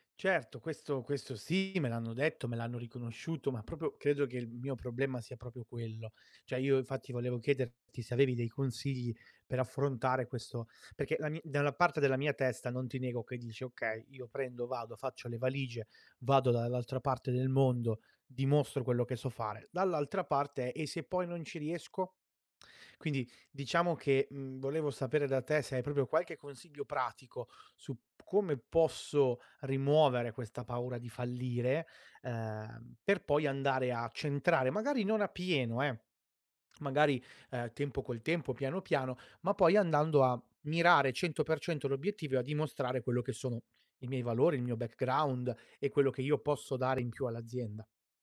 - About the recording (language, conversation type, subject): Italian, advice, Come posso affrontare la paura di fallire quando sto per iniziare un nuovo lavoro?
- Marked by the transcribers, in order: "proprio" said as "propo"; "cioè" said as "ceh"